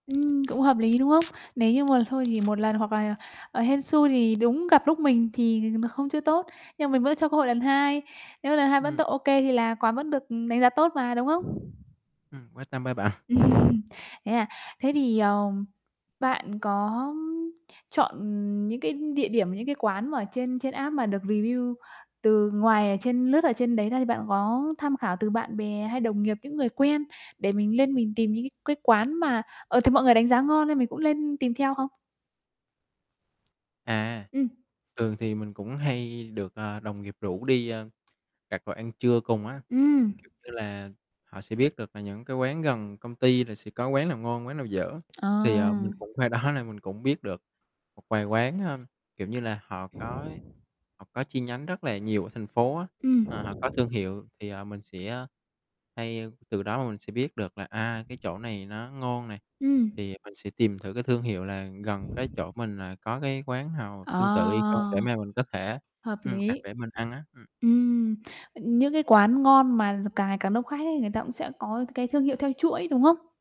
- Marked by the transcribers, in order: other background noise; laughing while speaking: "ha bạn?"; chuckle; in English: "app"; in English: "review"; tapping; distorted speech; laughing while speaking: "đó"
- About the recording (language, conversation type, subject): Vietnamese, podcast, Trải nghiệm đặt đồ ăn qua ứng dụng của bạn như thế nào?